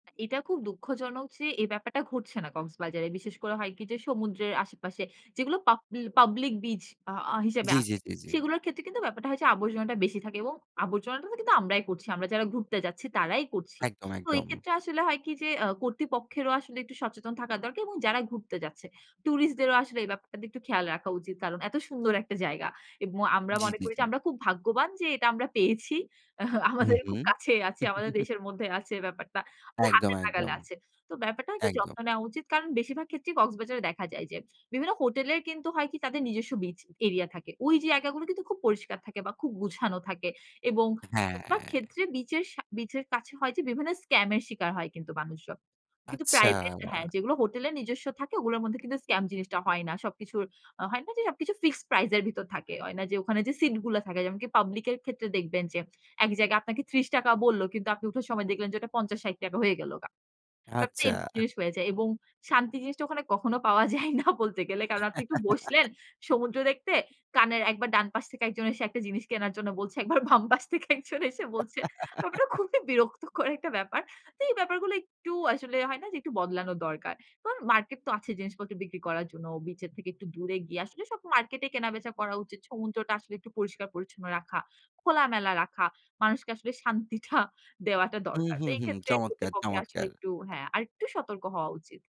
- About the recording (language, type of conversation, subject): Bengali, podcast, বারবার ফিরে যেতে আপনার ইচ্ছে করে—এমন কোনো প্রাকৃতিক জায়গা কি আছে?
- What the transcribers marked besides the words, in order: laughing while speaking: "পেয়েছি। আমাদের"; chuckle; other background noise; laughing while speaking: "পাওয়া যায় না বলতে গেলে"; chuckle; laughing while speaking: "এক বার বাম পাশ থেকে একজন এসে বলছে"; chuckle; laughing while speaking: "শান্তিটা"